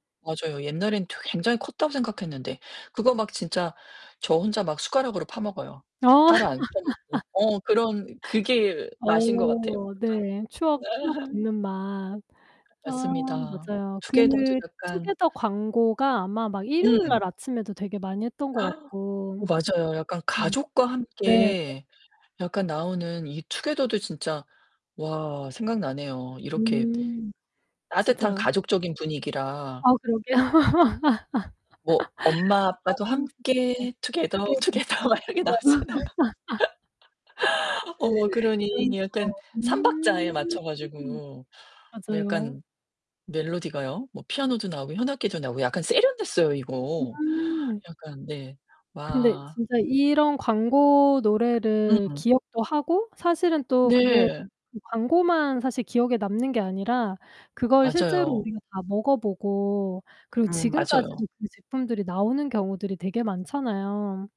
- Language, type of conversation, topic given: Korean, podcast, 어린 시절에 들었던 광고송이 아직도 기억나시나요?
- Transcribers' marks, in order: laugh; distorted speech; laugh; gasp; laughing while speaking: "그러게요"; singing: "엄마 아빠도 함께 투게더, 투게더"; laugh; laughing while speaking: "투게더"; laughing while speaking: "막 이렇게 나왔잖아요"; laughing while speaking: "맞아요"; laugh; other background noise